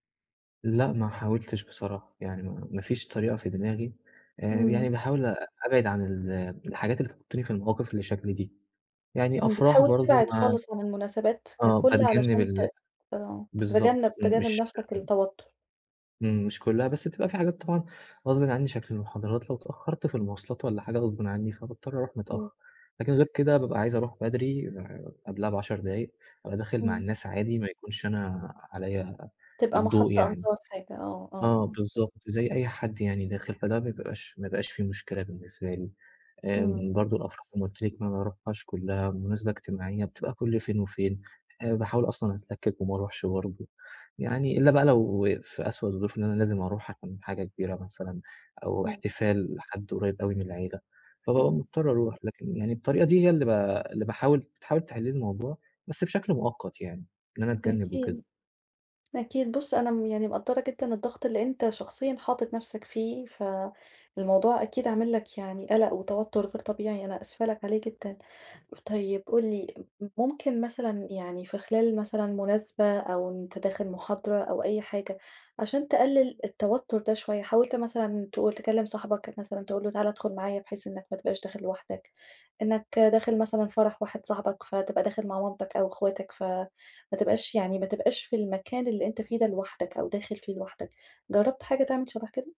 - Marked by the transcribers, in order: tapping
- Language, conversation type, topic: Arabic, advice, إزاي أتعامل مع التوتر قبل الاحتفالات والمناسبات؟
- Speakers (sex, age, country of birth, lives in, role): female, 35-39, Egypt, Egypt, advisor; male, 20-24, Egypt, Egypt, user